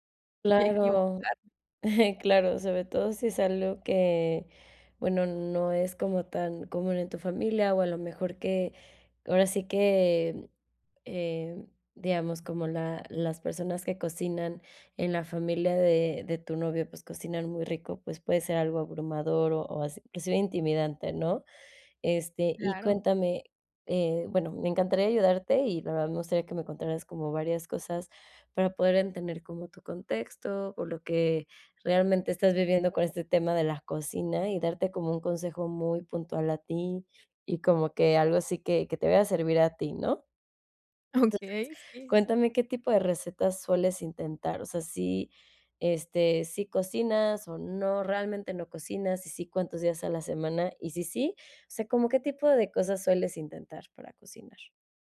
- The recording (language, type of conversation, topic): Spanish, advice, ¿Cómo puedo tener menos miedo a equivocarme al cocinar?
- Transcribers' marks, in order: chuckle; laughing while speaking: "Okey"